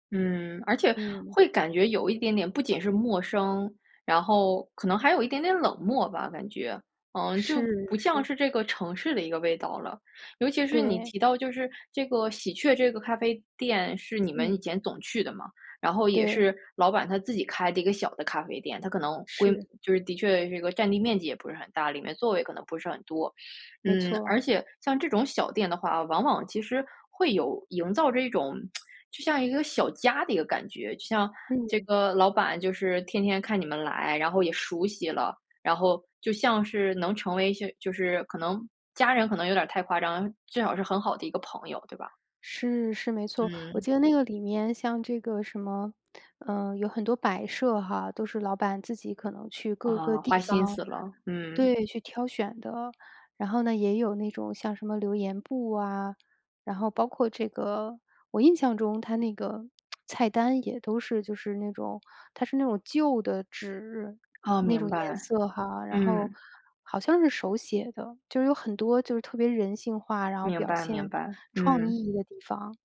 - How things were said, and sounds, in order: other background noise; lip smack; lip smack
- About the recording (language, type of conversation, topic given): Chinese, podcast, 说说一次你意外发现美好角落的经历？